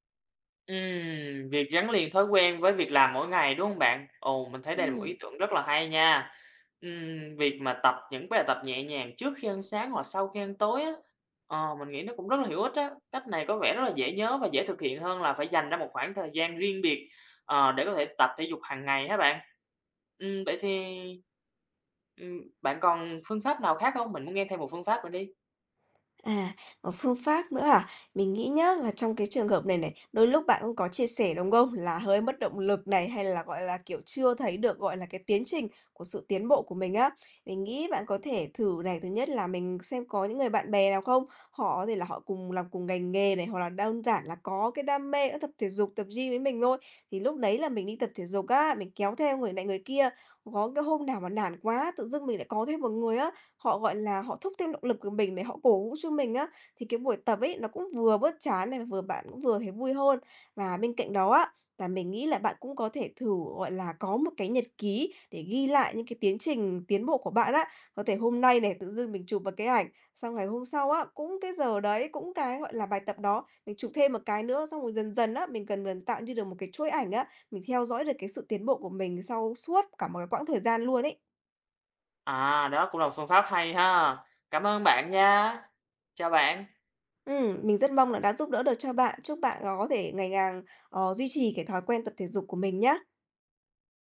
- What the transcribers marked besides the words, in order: other background noise; tapping
- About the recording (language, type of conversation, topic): Vietnamese, advice, Vì sao bạn khó duy trì thói quen tập thể dục dù đã cố gắng nhiều lần?